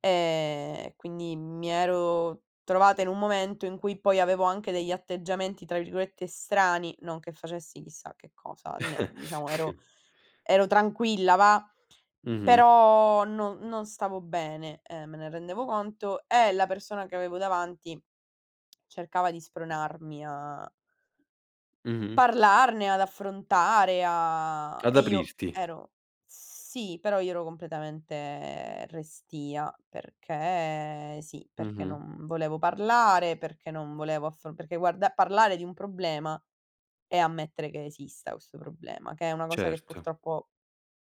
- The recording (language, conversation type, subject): Italian, podcast, Come mostri empatia durante una conversazione difficile?
- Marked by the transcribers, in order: chuckle